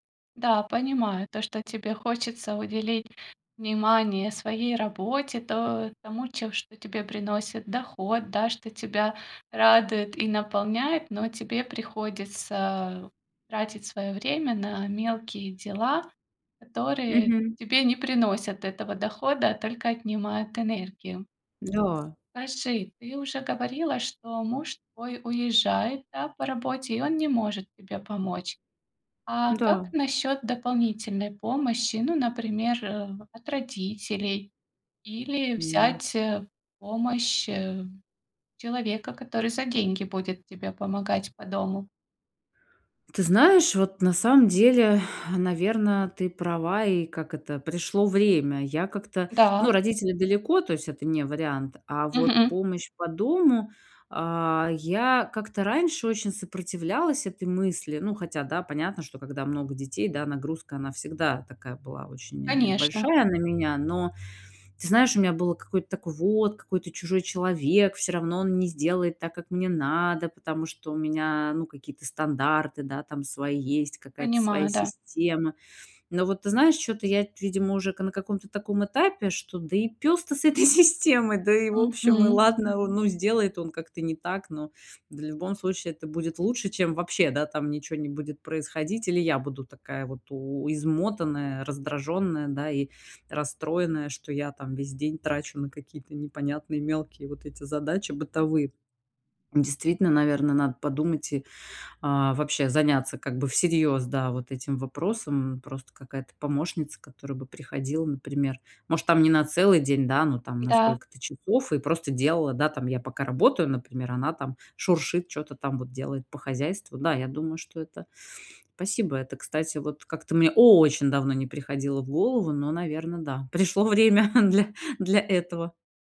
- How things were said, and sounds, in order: tapping; sigh; other street noise; laughing while speaking: "этой"; swallow; laughing while speaking: "пришло время для"
- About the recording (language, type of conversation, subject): Russian, advice, Как перестать терять время на множество мелких дел и успевать больше?